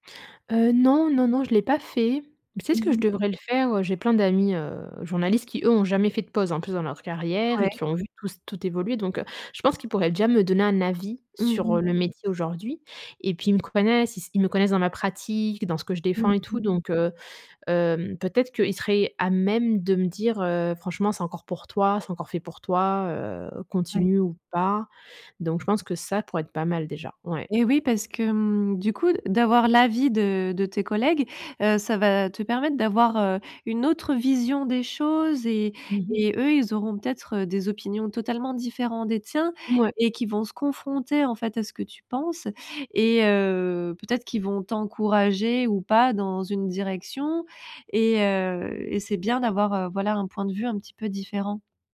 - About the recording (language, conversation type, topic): French, advice, Pourquoi est-ce que je doute de ma capacité à poursuivre ma carrière ?
- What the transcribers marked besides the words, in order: other background noise; tapping; stressed: "ça"